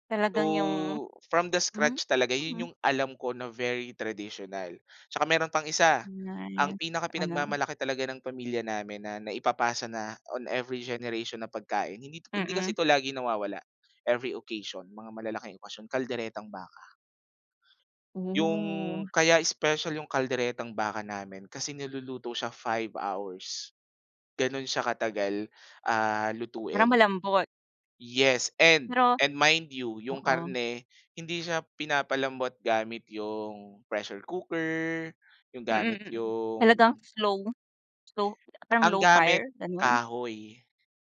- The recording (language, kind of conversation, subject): Filipino, podcast, Sino ang unang nagturo sa iyo magluto, at ano ang natutuhan mo sa kanya?
- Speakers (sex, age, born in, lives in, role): female, 40-44, Philippines, Philippines, host; male, 25-29, Philippines, Philippines, guest
- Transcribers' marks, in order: none